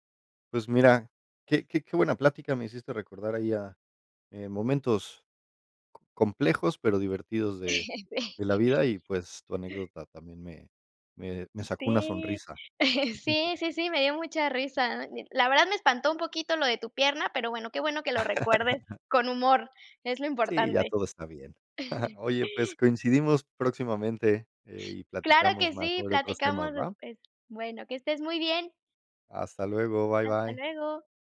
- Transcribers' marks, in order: laugh; laughing while speaking: "Sí"; laugh; laughing while speaking: "Sí"; laugh; chuckle; tapping
- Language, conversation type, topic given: Spanish, unstructured, ¿Puedes contar alguna anécdota graciosa relacionada con el deporte?